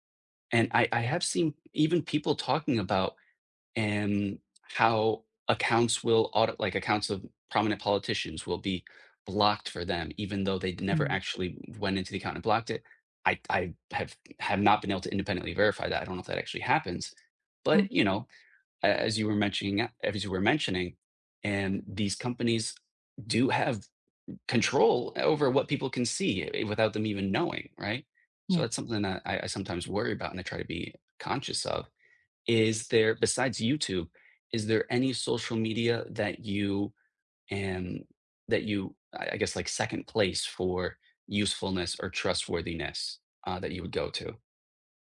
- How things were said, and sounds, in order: none
- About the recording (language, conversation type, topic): English, unstructured, What are your go-to ways to keep up with new laws and policy changes?